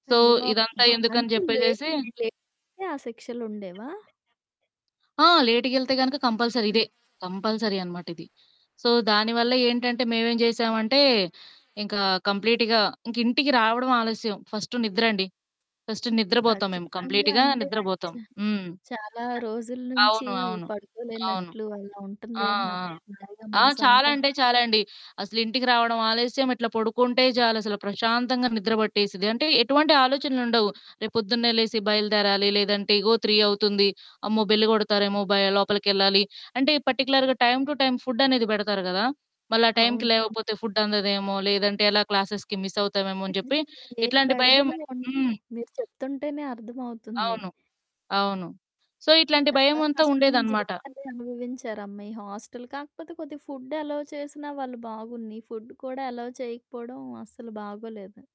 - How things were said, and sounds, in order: in English: "సో"; distorted speech; in English: "కంపల్సరీ"; in English: "కంపల్సరీ"; in English: "సో"; other background noise; in English: "కంప్లీట్‌గా"; tapping; static; in English: "కంప్లీట్‌గా"; in English: "త్రీ"; in English: "పర్టిక్యులర్‌గా టైమ్ టు టైమ్"; in English: "క్లాసెస్‌కి"; in English: "సో"; in English: "ఫుడ్ ఎలోవ్"; in English: "ఫుడ్"; in English: "ఎలోవ్"
- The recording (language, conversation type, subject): Telugu, podcast, ఇంట్లోని వాసనలు మీకు ఎలాంటి జ్ఞాపకాలను గుర్తుకు తెస్తాయి?